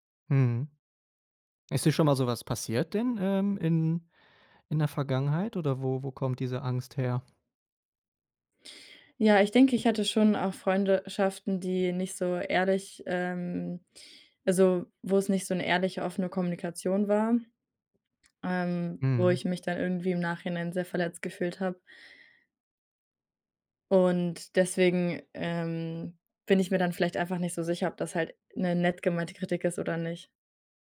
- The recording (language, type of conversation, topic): German, advice, Warum fällt es mir schwer, Kritik gelassen anzunehmen, und warum werde ich sofort defensiv?
- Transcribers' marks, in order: other background noise